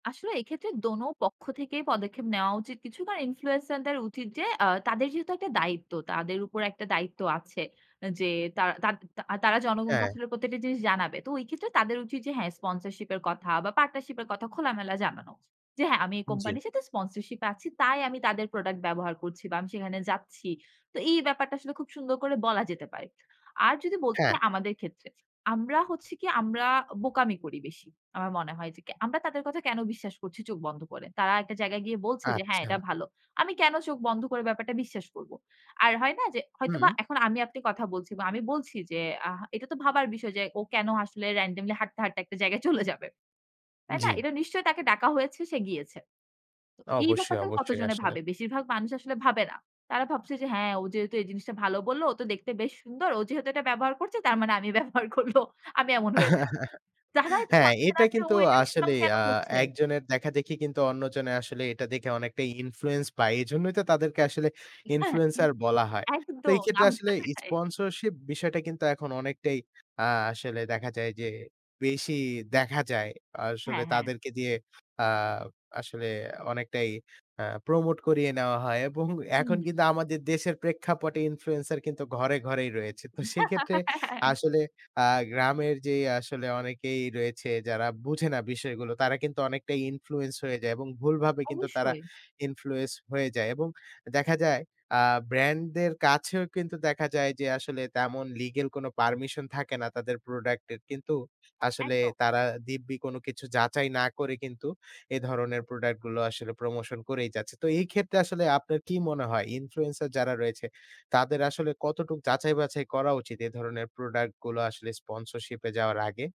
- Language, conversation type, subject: Bengali, podcast, ইনফ্লুয়েন্সারদের কী কী নৈতিক দায়িত্ব থাকা উচিত বলে আপনি মনে করেন?
- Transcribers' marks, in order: other background noise; laughing while speaking: "চলে যাবে"; laughing while speaking: "ব্যবহার করব"; laugh; laughing while speaking: "একদম নাম খাই"; unintelligible speech; laughing while speaking: "এবং এখন কিন্তু"; laughing while speaking: "তো সেইক্ষেত্রে"; laugh; laughing while speaking: "হ্যাঁ, হ্যাঁ, হ্যাঁ"